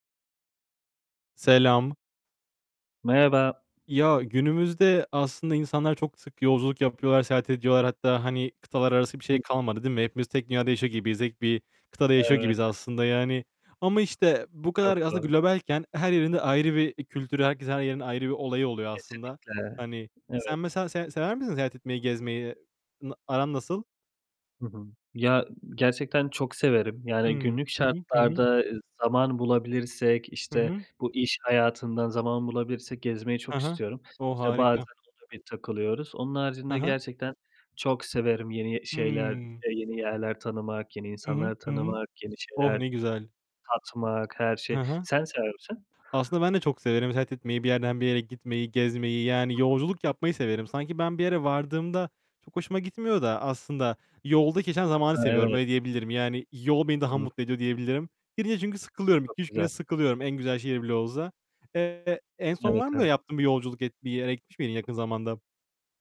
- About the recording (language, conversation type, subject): Turkish, unstructured, Yolculuklarda sizi en çok ne şaşırtır?
- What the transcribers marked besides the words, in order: other background noise; tapping; distorted speech; static; unintelligible speech